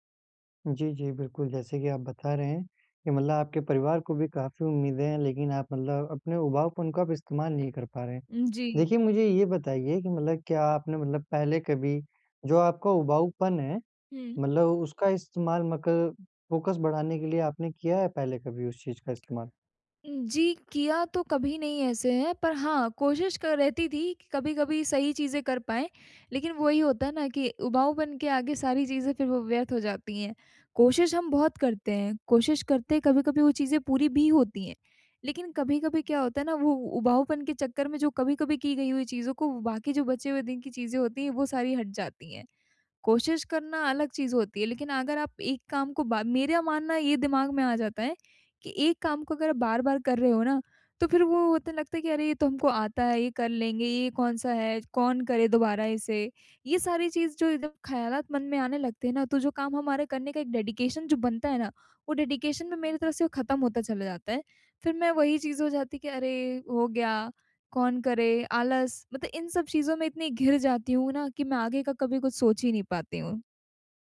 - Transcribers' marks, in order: tapping; in English: "फ़ोकस"; in English: "डेडिकेशन"; in English: "डेडिकेशन"
- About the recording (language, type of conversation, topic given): Hindi, advice, क्या उबाऊपन को अपनाकर मैं अपना ध्यान और गहरी पढ़ाई की क्षमता बेहतर कर सकता/सकती हूँ?